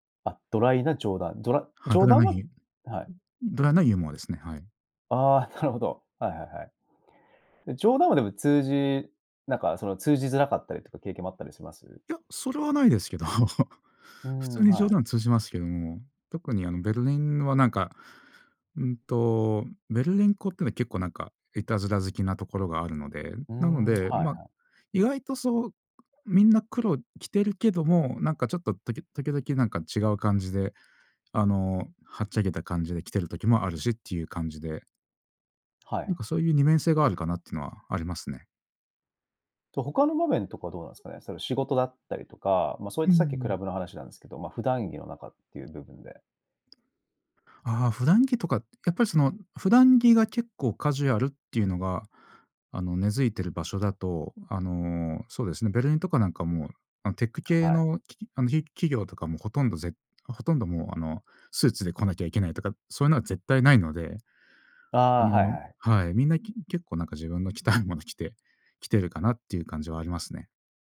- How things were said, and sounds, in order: chuckle; other background noise; tapping
- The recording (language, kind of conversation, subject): Japanese, podcast, 文化的背景は服選びに表れると思いますか？